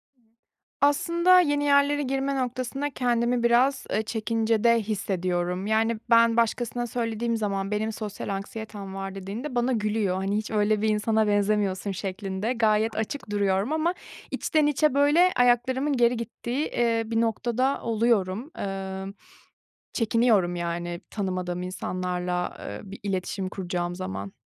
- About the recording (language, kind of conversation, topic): Turkish, advice, Anksiyete ataklarıyla başa çıkmak için neler yapıyorsunuz?
- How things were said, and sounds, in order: other noise; other background noise